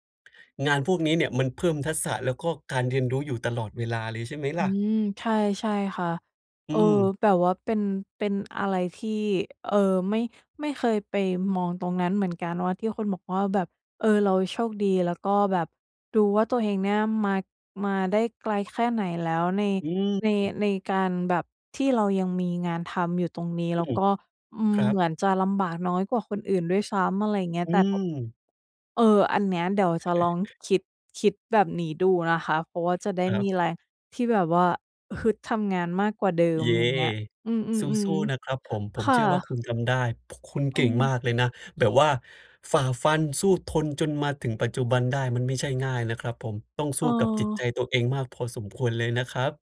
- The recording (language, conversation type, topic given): Thai, advice, จะรับมืออย่างไรเมื่อรู้สึกเหนื่อยกับความซ้ำซากแต่ยังต้องทำต่อ?
- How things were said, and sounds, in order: "ทักษะ" said as "ทัดษะ"; other background noise; other noise; chuckle